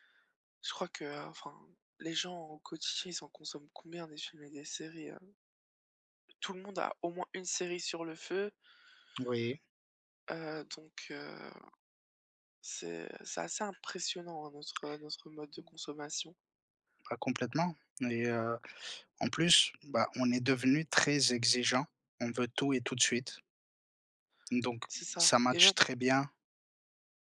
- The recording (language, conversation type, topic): French, unstructured, Quel rôle les plateformes de streaming jouent-elles dans vos loisirs ?
- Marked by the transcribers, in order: tapping; other background noise; stressed: "très"